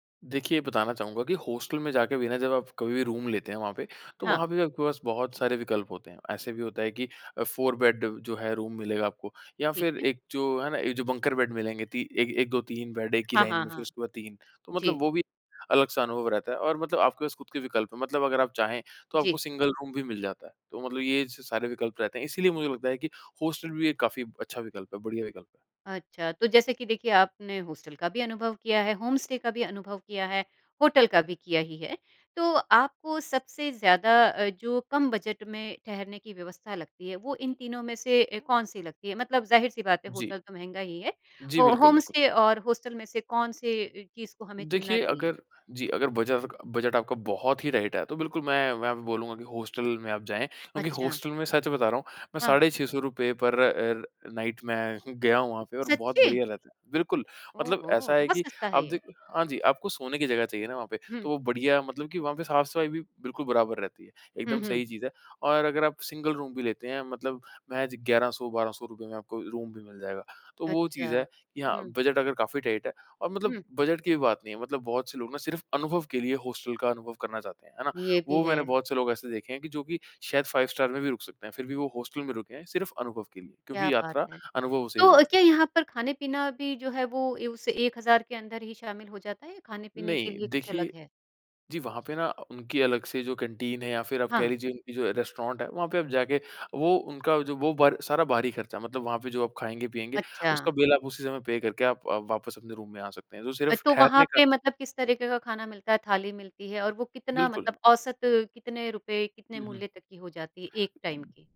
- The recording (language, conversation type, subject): Hindi, podcast, बजट में यात्रा करने के आपके आसान सुझाव क्या हैं?
- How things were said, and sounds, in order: in English: "रूम"; in English: "बेड"; in English: "रूम"; in English: "बंकर बेड"; in English: "बेड"; in English: "सिंगल रूम"; in English: "होम स्टे"; in English: "होम स्टे"; in English: "पर"; in English: "नाईट"; in English: "सिंगल रूम"; in English: "रूम"; in English: "फाइव स्टार"; in English: "कैंटीन"; in English: "रेस्टोरेंट"; in English: "पे"; in English: "रूम"; in English: "टाइम"